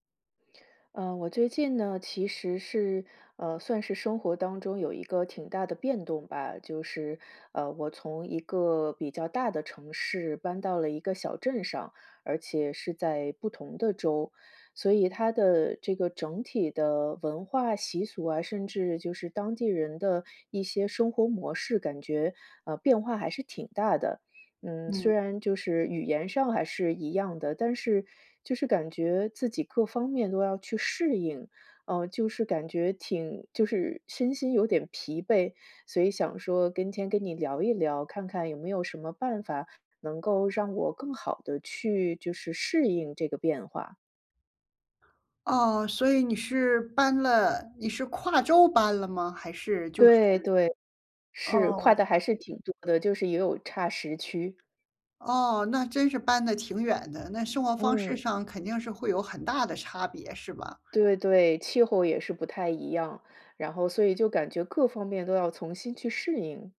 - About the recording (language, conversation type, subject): Chinese, advice, 如何适应生活中的重大变动？
- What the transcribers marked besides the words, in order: "今" said as "跟"; other background noise; "重新" said as "从新"